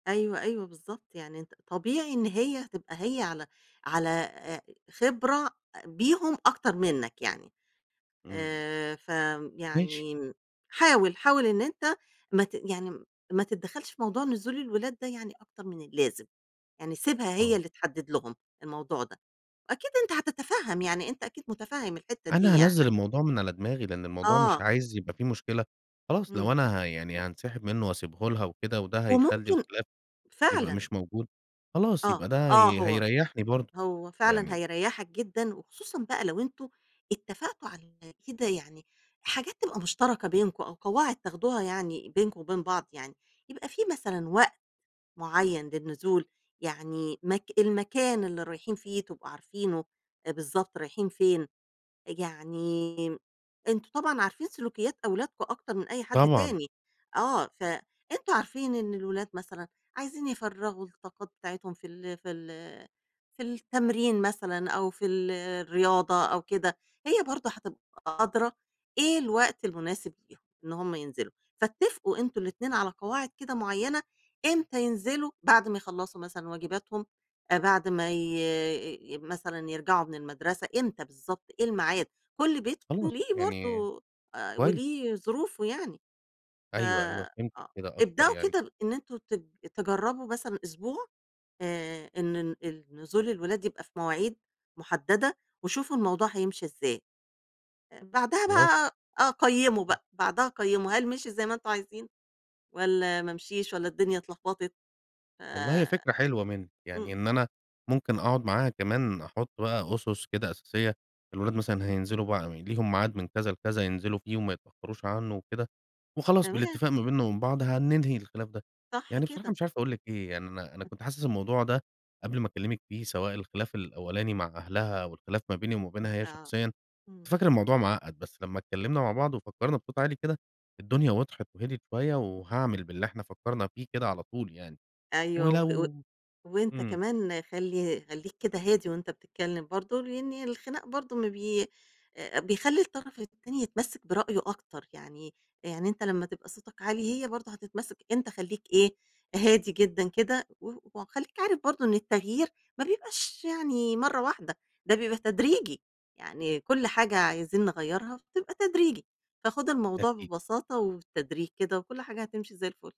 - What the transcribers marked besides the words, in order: unintelligible speech
- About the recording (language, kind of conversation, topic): Arabic, advice, إزاي نحلّ الخلاف على تربية العيال واختلاف طرق التأديب؟